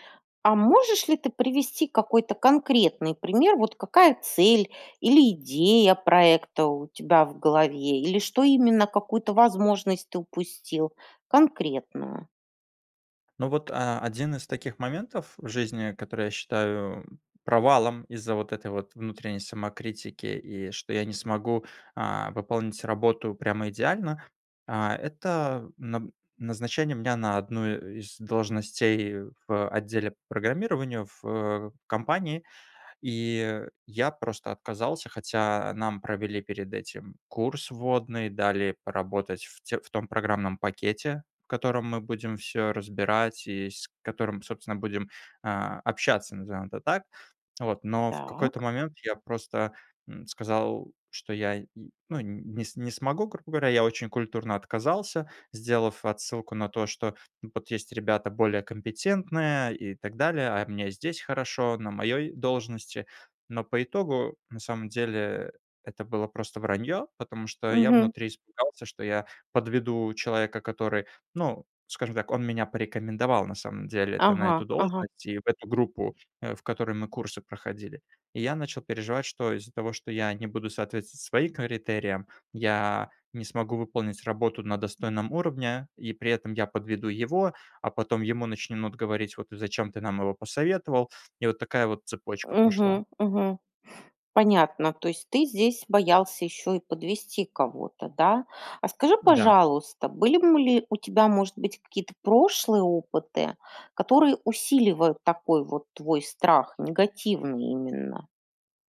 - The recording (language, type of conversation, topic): Russian, advice, Как самокритика мешает вам начинать новые проекты?
- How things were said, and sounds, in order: "начнут" said as "начимнут"